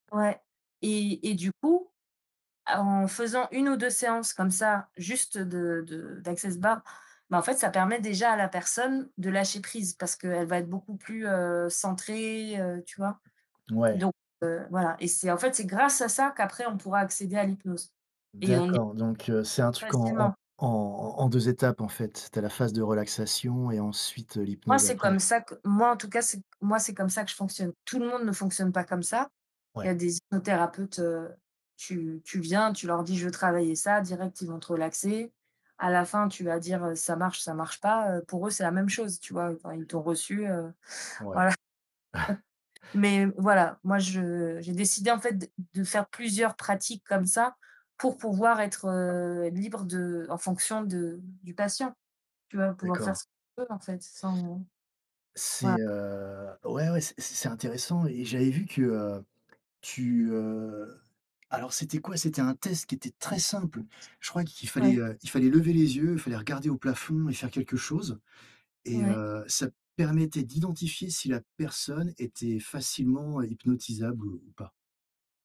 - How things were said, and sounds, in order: chuckle; chuckle
- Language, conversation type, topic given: French, unstructured, Quelle est la chose la plus surprenante dans ton travail ?